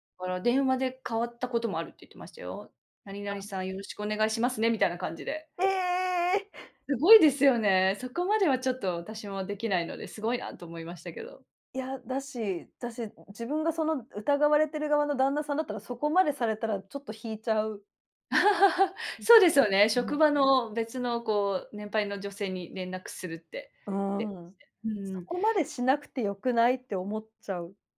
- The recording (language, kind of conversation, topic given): Japanese, unstructured, 恋人に束縛されるのは嫌ですか？
- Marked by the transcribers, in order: laugh